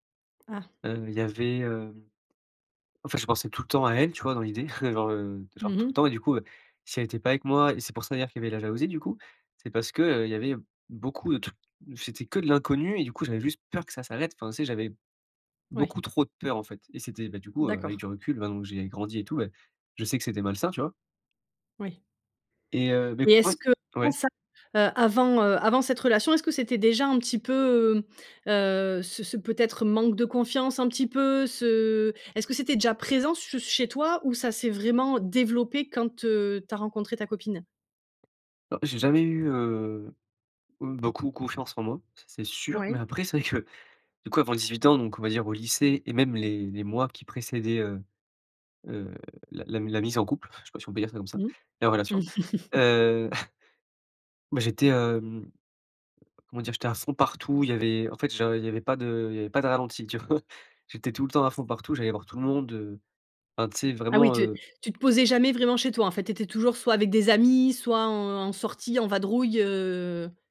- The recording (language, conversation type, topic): French, podcast, Qu’est-ce qui t’a aidé à te retrouver quand tu te sentais perdu ?
- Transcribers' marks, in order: chuckle; unintelligible speech; tapping; chuckle; laughing while speaking: "tu vois ?"; other background noise